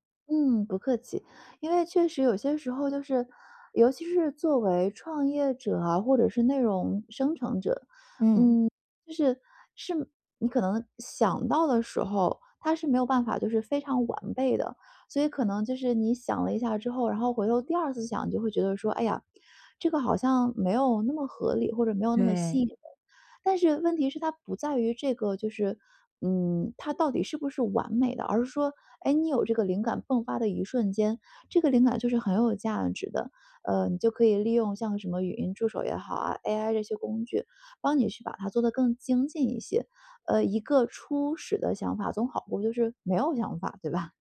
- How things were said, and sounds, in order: tapping; laughing while speaking: "对吧？"
- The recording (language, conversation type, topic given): Chinese, advice, 你怎样才能养成定期收集灵感的习惯？
- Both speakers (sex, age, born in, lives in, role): female, 30-34, China, Japan, user; female, 35-39, China, United States, advisor